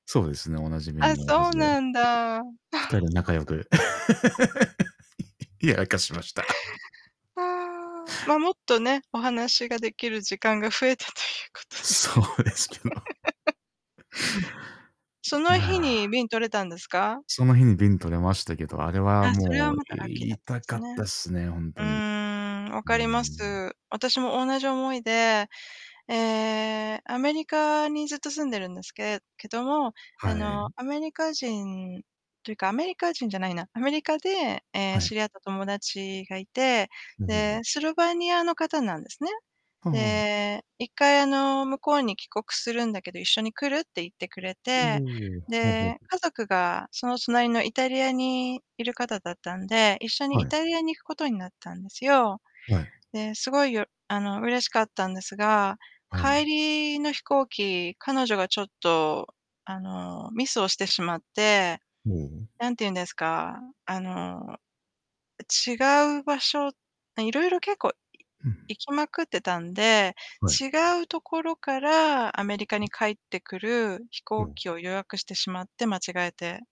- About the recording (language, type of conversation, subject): Japanese, unstructured, 旅行中に起きたトラブルには、どのように対処しましたか？
- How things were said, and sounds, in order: other background noise; laugh; laughing while speaking: "いや、明かしました"; laughing while speaking: "増えたということで"; laughing while speaking: "そうですけど"; giggle; distorted speech